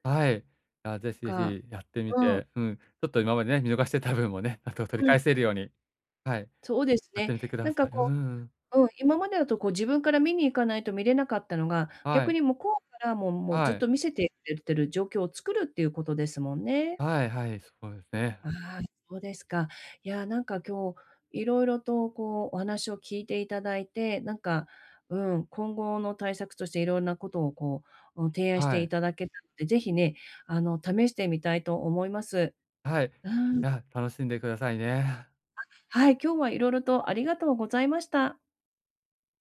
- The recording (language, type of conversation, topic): Japanese, advice, 時間不足で趣味に手が回らない
- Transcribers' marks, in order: laughing while speaking: "見逃してた分もね、あと取り返せるように"